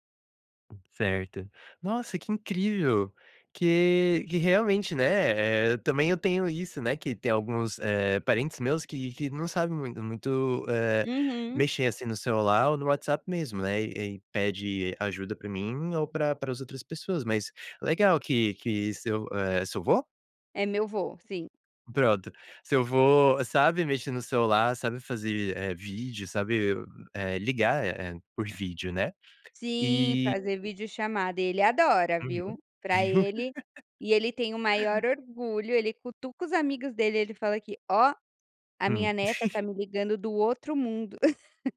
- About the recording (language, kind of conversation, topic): Portuguese, podcast, Como cada geração na sua família usa as redes sociais e a tecnologia?
- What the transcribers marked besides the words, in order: laugh; chuckle